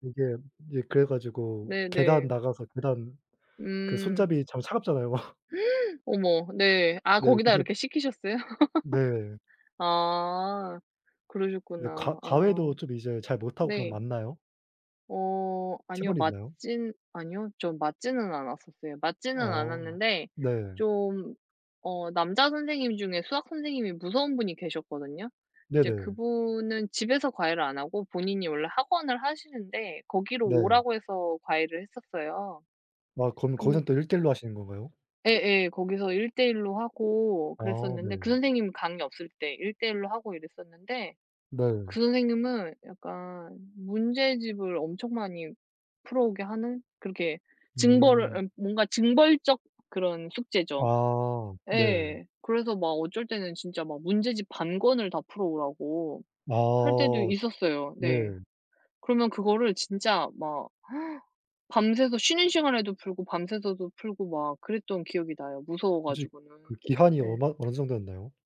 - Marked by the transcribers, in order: laugh; gasp; laugh; other background noise; tapping
- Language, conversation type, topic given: Korean, unstructured, 과외는 꼭 필요한가요, 아니면 오히려 부담이 되나요?